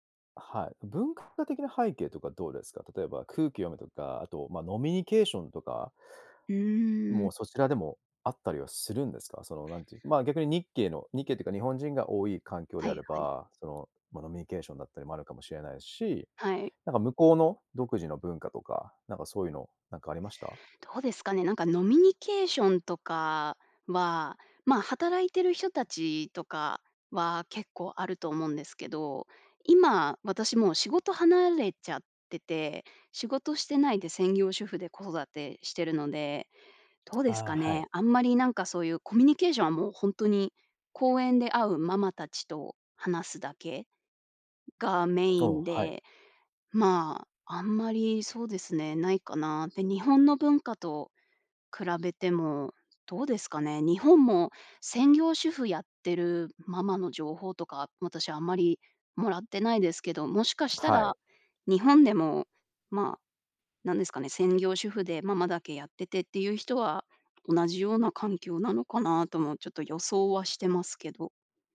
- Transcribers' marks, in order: none
- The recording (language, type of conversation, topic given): Japanese, podcast, 孤立を感じた経験はありますか？